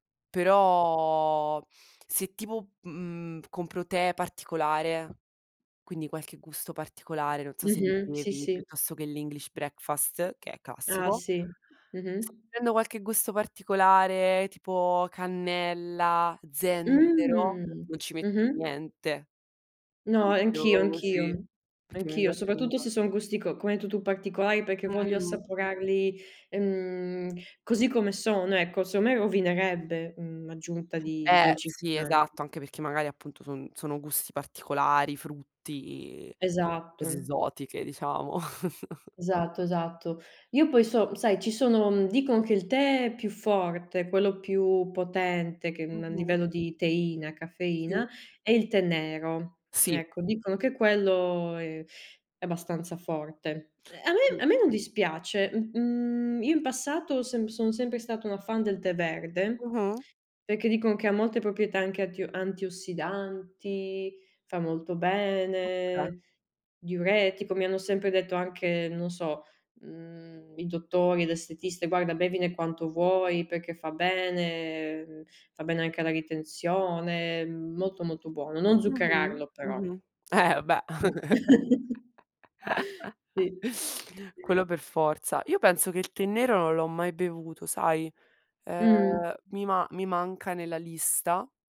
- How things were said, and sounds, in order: drawn out: "Però"; other background noise; in English: "english breakfast"; "classico" said as "cassico"; unintelligible speech; unintelligible speech; unintelligible speech; "secondo" said as "seono"; chuckle; unintelligible speech; chuckle
- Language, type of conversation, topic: Italian, unstructured, Preferisci il caffè o il tè per iniziare la giornata e perché?